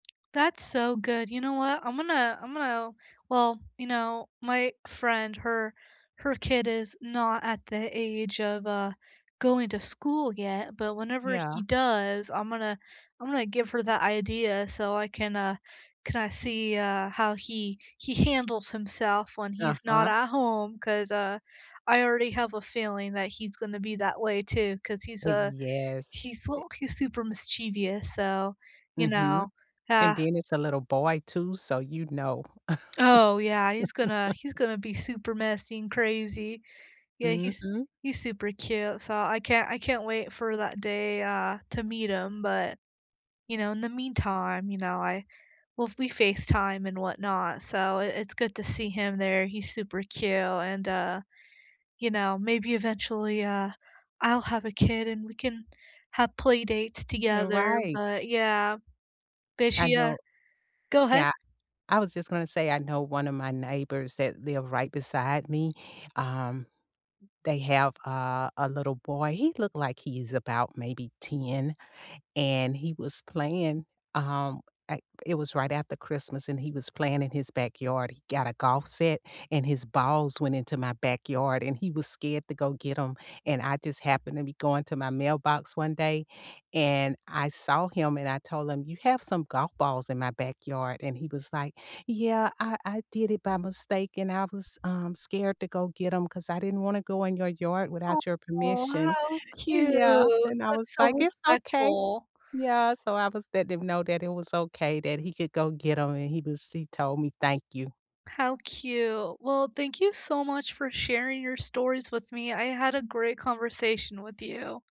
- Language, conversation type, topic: English, unstructured, What simple daily habits help you stay connected with friends and neighbors?
- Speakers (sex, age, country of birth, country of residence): female, 20-24, United States, United States; female, 55-59, United States, United States
- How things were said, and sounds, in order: laugh; tapping; other background noise; drawn out: "cute!"